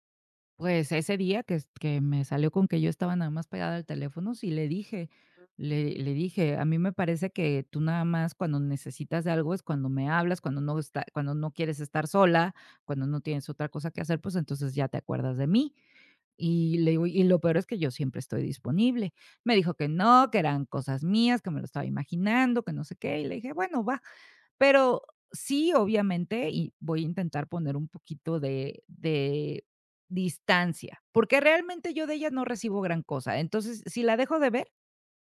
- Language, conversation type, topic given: Spanish, advice, ¿Cómo puedo hablar con un amigo que me ignora?
- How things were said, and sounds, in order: none